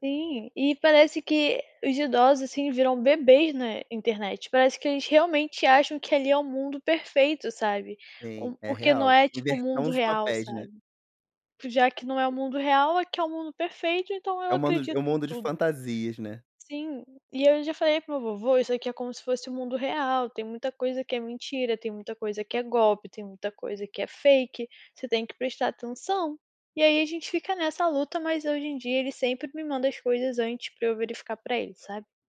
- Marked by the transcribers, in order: tapping
- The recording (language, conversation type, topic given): Portuguese, podcast, Como filtrar conteúdo confiável em meio a tanta desinformação?